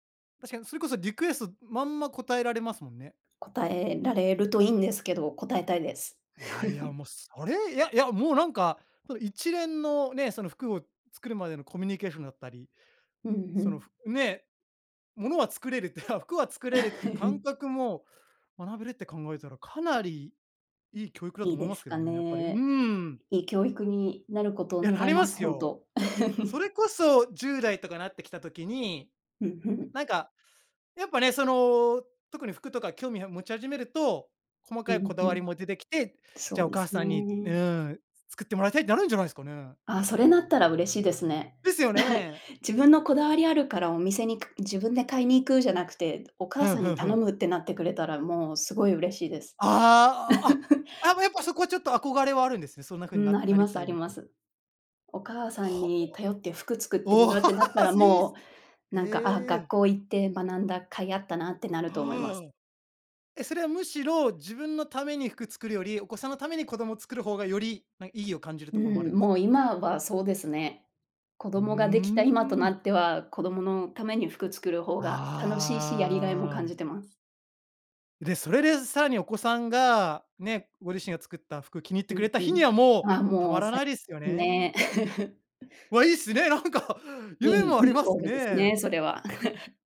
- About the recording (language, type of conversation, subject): Japanese, podcast, 最近ハマっている趣味は何ですか？
- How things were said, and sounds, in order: laugh; laugh; other background noise; laugh; laugh; laugh; laugh; unintelligible speech; unintelligible speech; laugh; laughing while speaking: "なんか"; laugh